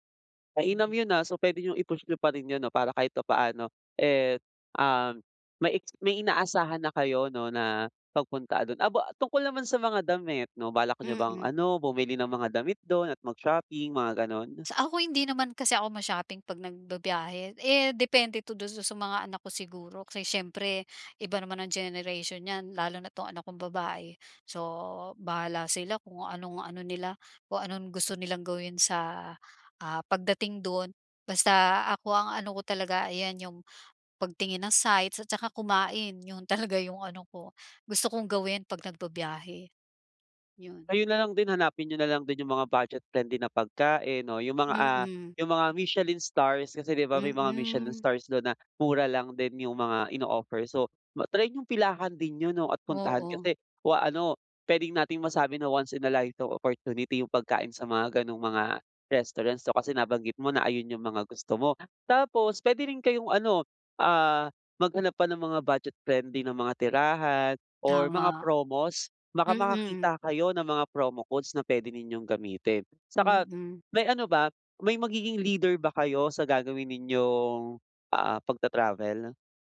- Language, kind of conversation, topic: Filipino, advice, Paano ako mas mag-eenjoy sa bakasyon kahit limitado ang badyet ko?
- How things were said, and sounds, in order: laughing while speaking: "talaga"